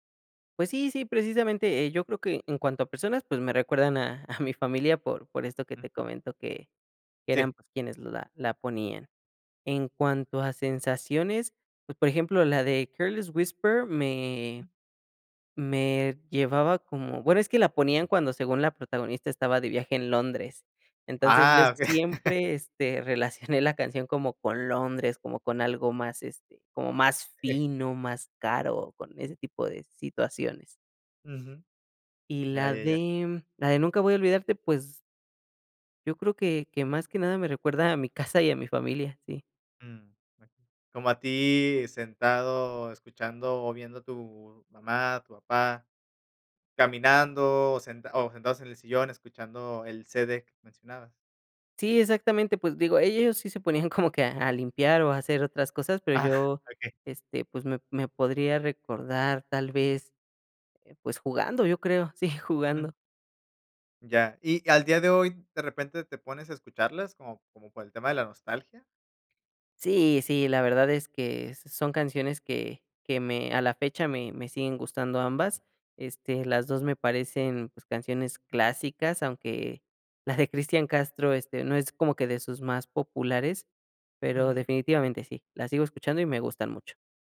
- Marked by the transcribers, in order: laughing while speaking: "okey"; chuckle; chuckle
- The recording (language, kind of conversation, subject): Spanish, podcast, ¿Qué canción te transporta a la infancia?